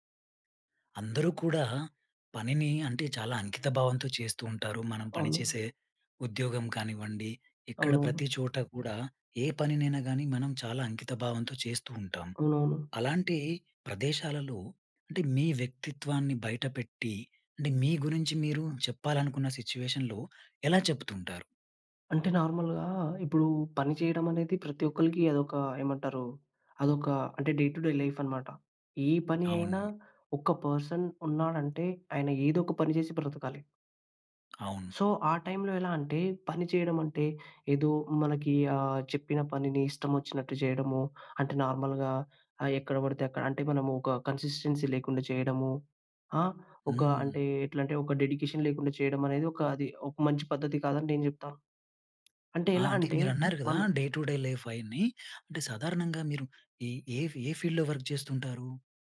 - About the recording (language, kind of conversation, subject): Telugu, podcast, మీ పని ద్వారా మీరు మీ గురించి ఇతరులు ఏమి తెలుసుకోవాలని కోరుకుంటారు?
- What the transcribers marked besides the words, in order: in English: "సిట్యుయేషన్‌లో"; in English: "నార్మల్‌గా"; in English: "డే టు డే లైఫ్"; in English: "పర్సన్"; tapping; in English: "సో"; in English: "నార్మల్‌గా"; in English: "కన్సిస్టెన్సీ"; in English: "డెడికేషన్"; in English: "డే టు డే లైఫ్"; in English: "ఫీల్డ్‌లో వర్క్"